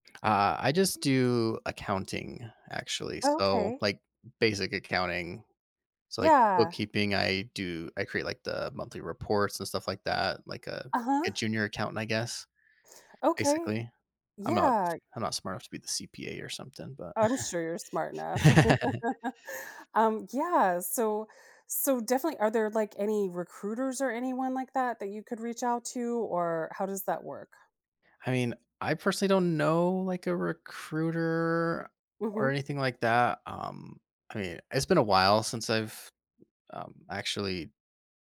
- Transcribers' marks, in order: other background noise; laugh; chuckle
- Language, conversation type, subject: English, advice, How can I reduce stress and manage debt when my finances feel uncertain?